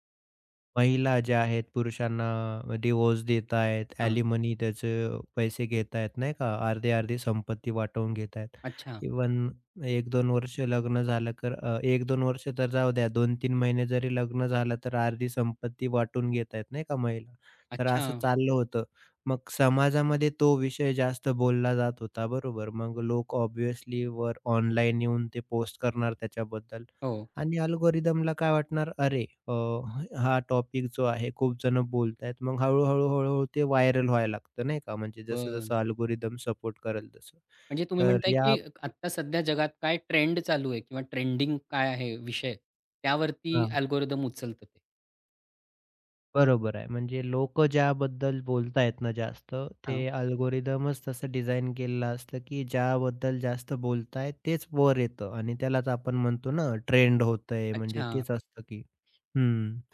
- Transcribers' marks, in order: tapping; in English: "ऑब्व्हियसली"; other background noise; in English: "अल्गोरिदमला"; in English: "व्हायरल"; in English: "अल्गोरिदम"; in English: "अल्गोरिदम"; in English: "अल्गोरिदमच"
- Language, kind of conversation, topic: Marathi, podcast, सामग्रीवर शिफारस-यंत्रणेचा प्रभाव तुम्हाला कसा जाणवतो?